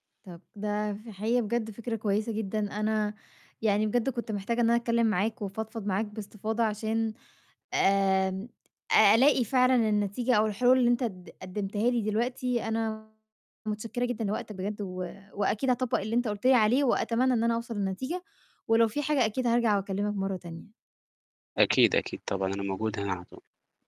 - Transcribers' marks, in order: distorted speech; other background noise
- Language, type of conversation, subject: Arabic, advice, إزاي بتوصف تجربتك مع تأجيل المهام المهمة والاعتماد على ضغط آخر لحظة؟